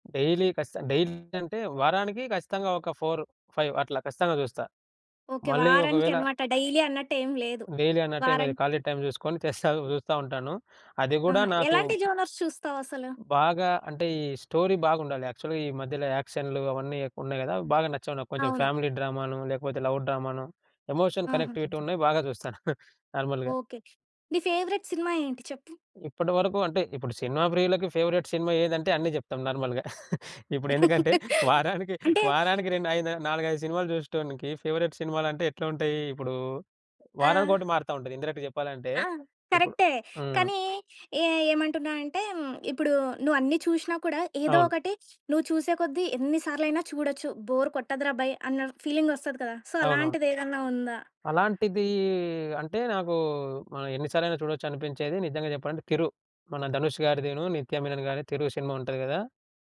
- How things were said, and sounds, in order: in English: "డైలీ"; in English: "డైలీ"; tapping; in English: "డైలీ"; in English: "డైలీ"; other background noise; in English: "జోనర్స్"; in English: "స్టోరీ"; in English: "యాక్చువల్‌గా"; in English: "ఫ్యామిలీ"; in English: "లవ్"; unintelligible speech; in English: "ఎమోషన్ కనెక్టివిటీ"; chuckle; in English: "నార్మల్‌గా"; in English: "ఫేవరెట్"; in English: "ఫేవరైట్"; in English: "నార్మల్‌గా"; laugh; chuckle; in English: "ఫేవరెట్"; in English: "ఇండైరెక్ట్‌గా"; in English: "ఫీలింగ్"; in English: "సో"
- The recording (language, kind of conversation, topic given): Telugu, podcast, ఏ సినిమా సన్నివేశం మీ జీవితాన్ని ఎలా ప్రభావితం చేసిందో చెప్పగలరా?